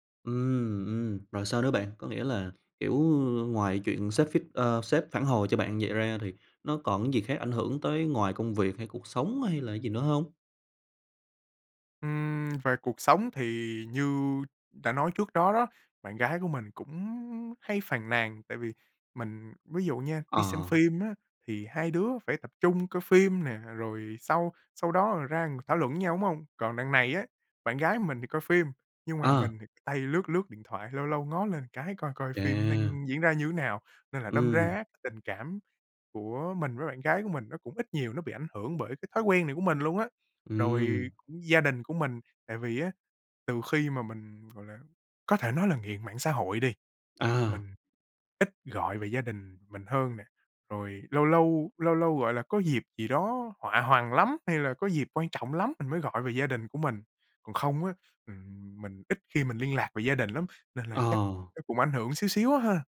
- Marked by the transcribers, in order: in English: "feed"; tapping; other background noise
- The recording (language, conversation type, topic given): Vietnamese, advice, Làm sao để tập trung khi liên tục nhận thông báo từ điện thoại và email?